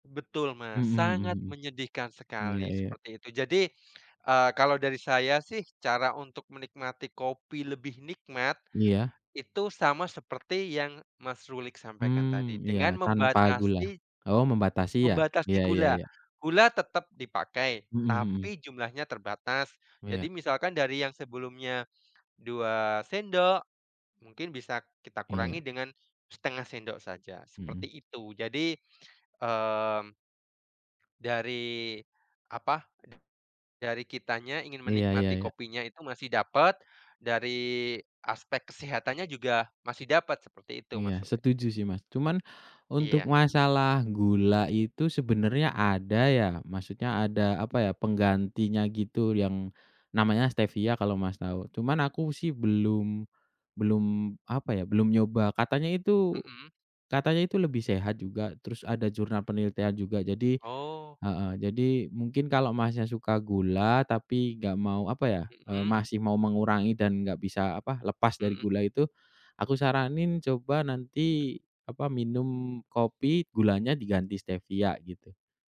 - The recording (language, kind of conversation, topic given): Indonesian, unstructured, Antara kopi dan teh, mana yang lebih sering kamu pilih?
- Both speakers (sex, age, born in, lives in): male, 25-29, Indonesia, Indonesia; male, 35-39, Indonesia, Indonesia
- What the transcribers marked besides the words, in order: tapping; other background noise